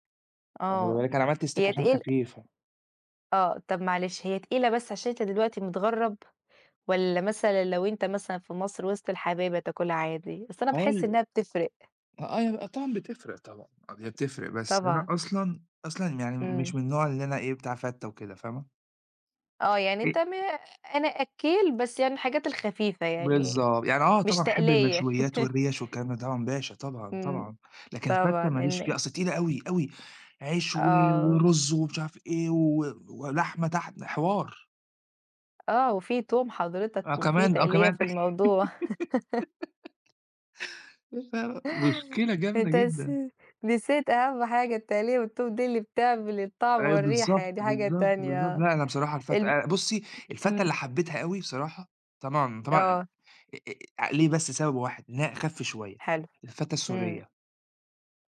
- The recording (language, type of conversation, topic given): Arabic, unstructured, إيه أكتر أكلة بتحبّها وليه؟
- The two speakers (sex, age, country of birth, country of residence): female, 30-34, Egypt, Portugal; male, 40-44, Italy, Italy
- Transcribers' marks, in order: tapping; in English: "stick"; unintelligible speech; unintelligible speech; laugh; laugh; giggle; unintelligible speech